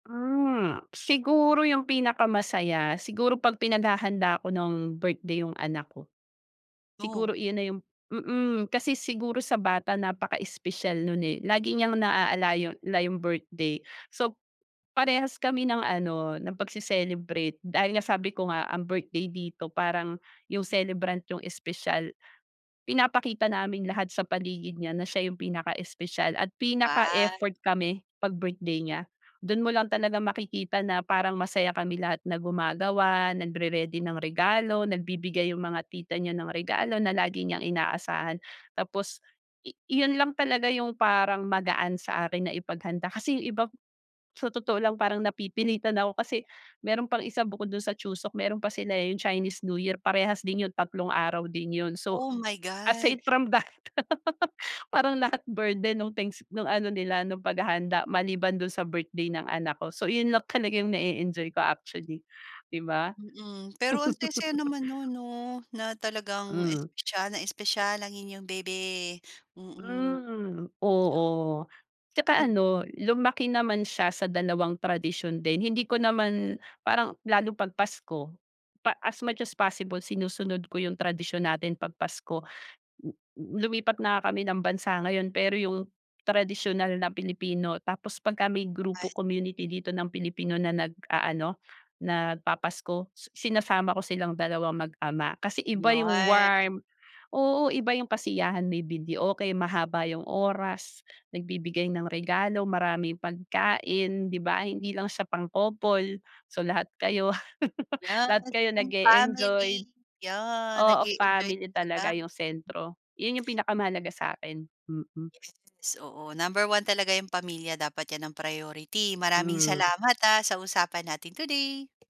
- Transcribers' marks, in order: other background noise; "iba" said as "ibap"; in Korean: "Chuseok"; laugh; in English: "burden"; chuckle; chuckle
- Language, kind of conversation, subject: Filipino, podcast, Naranasan mo na bang pagsamahin ang dalawang magkaibang tradisyon sa inyong bahay?